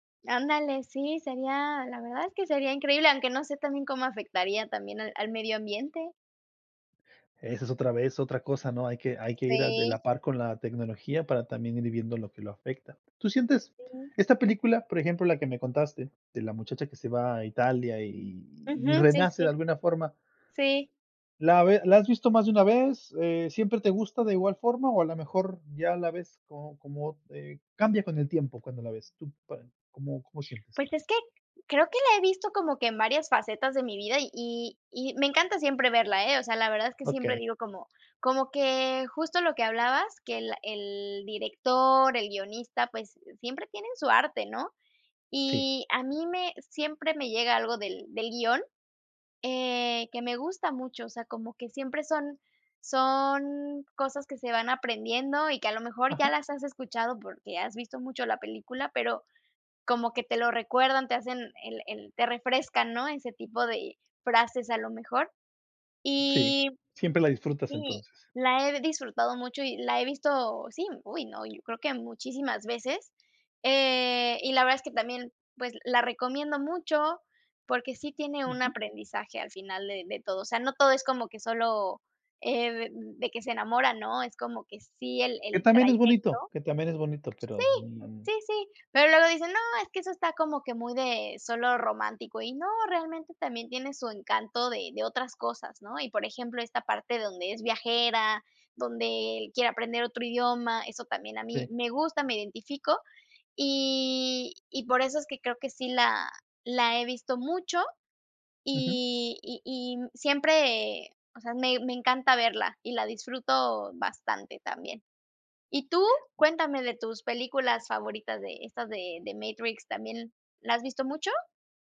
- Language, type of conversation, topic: Spanish, unstructured, ¿Cuál es tu película favorita y por qué te gusta tanto?
- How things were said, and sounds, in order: other noise; tapping; other background noise